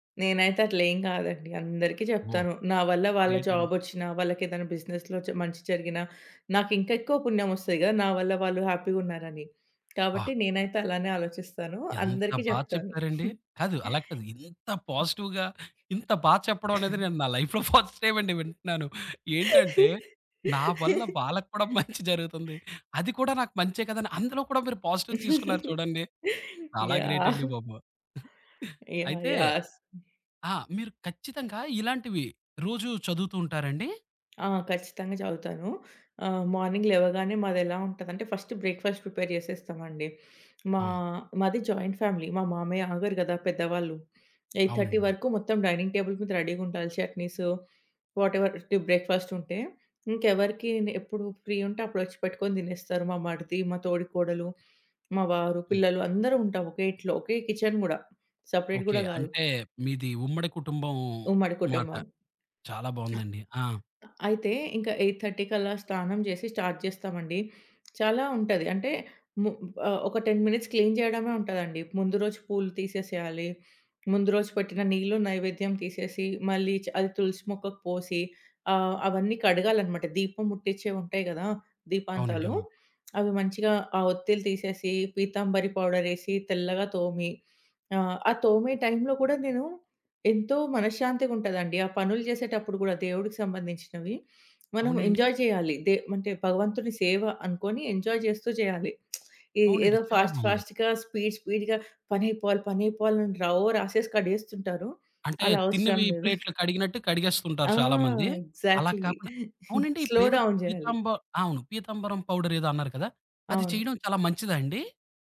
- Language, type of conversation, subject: Telugu, podcast, మీ ఇంట్లో పూజ లేదా ఆరాధనను సాధారణంగా ఎలా నిర్వహిస్తారు?
- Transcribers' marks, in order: in English: "గ్రేట్"; in English: "బిజినెస్‌లో"; other background noise; horn; giggle; in English: "పాజిటివ్‌గా"; cough; laugh; chuckle; in English: "లైఫ్‌లో ఫస్ట్ టైమ్"; chuckle; giggle; in English: "పాజిటివ్"; chuckle; in English: "గ్రేట్"; giggle; in English: "మార్నింగ్"; in English: "ఫస్ట్ బ్రేక్‌ఫాస్ట్ ప్రిపేర్"; tapping; in English: "జాయింట్ ఫ్యామిలీ"; in English: "ఎయిట్ థర్టీ"; in English: "డైనింగ్ టేబుల్"; in English: "వాటెవర్ బ్రేక్‌ఫాస్ట్"; in English: "ఫ్రీ"; in English: "కిచెన్"; in English: "సెపరేట్"; in English: "ఎయిట్ థర్టీ"; in English: "స్టార్ట్"; in English: "టెన్ మినిట్స్ క్లీన్"; in English: "పౌడర్"; in English: "ఎంజాయ్"; in English: "ఎంజాయ్"; lip smack; in English: "ఫాస్ట్ ఫాస్ట్‌గా, స్పీడ్ స్పీడ్‌గా"; giggle; in English: "ఎగ్జాక్ట్లీ. స్లో డౌన్"; giggle; in English: "పౌడర్"